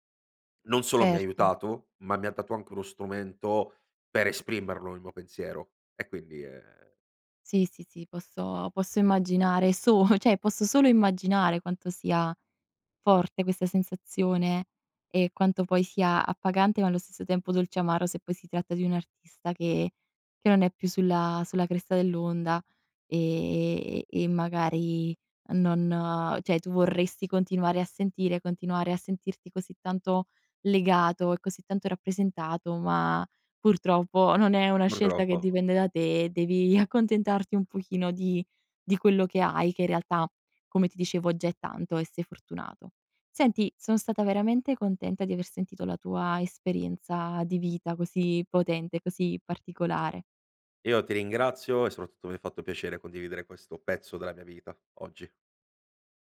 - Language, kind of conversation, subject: Italian, podcast, C’è una canzone che ti ha accompagnato in un grande cambiamento?
- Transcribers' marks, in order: laughing while speaking: "So"; chuckle; "cioè" said as "ceh"; "cioè" said as "ceh"